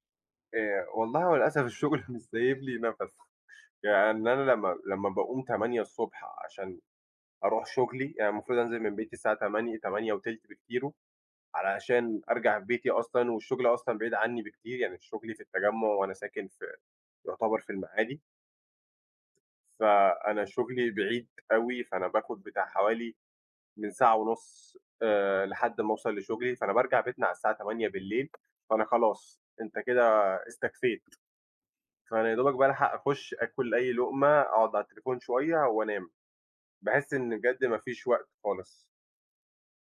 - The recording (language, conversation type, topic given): Arabic, unstructured, إزاي تحافظ على توازن بين الشغل وحياتك؟
- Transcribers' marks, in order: laughing while speaking: "الشُغل مش سايب لي نَفَس"; tapping